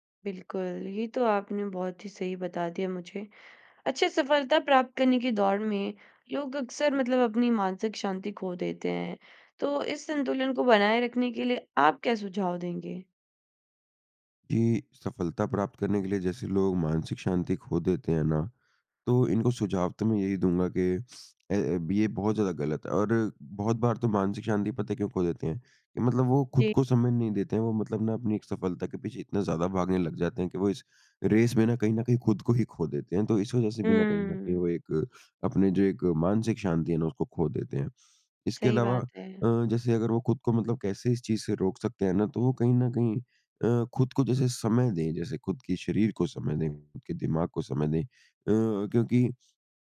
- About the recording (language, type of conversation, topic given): Hindi, podcast, क्या मानसिक शांति सफलता का एक अहम हिस्सा है?
- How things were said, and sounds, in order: in English: "रेस"